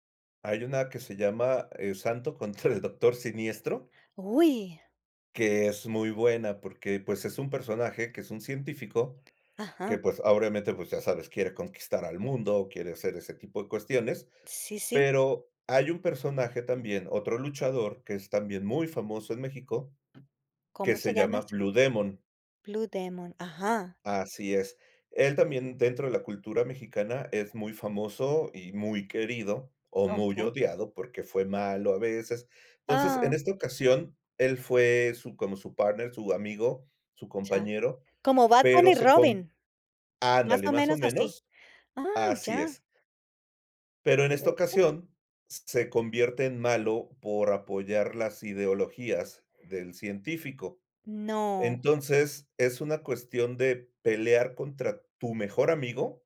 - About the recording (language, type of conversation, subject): Spanish, podcast, ¿Qué personaje de ficción sientes que te representa y por qué?
- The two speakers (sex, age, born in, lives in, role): female, 55-59, Colombia, United States, host; male, 55-59, Mexico, Mexico, guest
- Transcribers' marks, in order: giggle; tapping; "obviamente" said as "ahoramente"